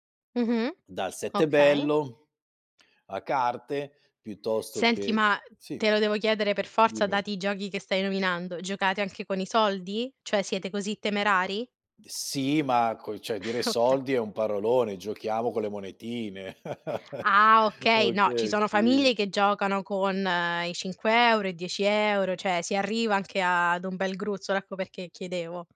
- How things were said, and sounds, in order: chuckle; other background noise; chuckle
- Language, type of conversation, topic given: Italian, podcast, Come festeggiate una ricorrenza importante a casa vostra?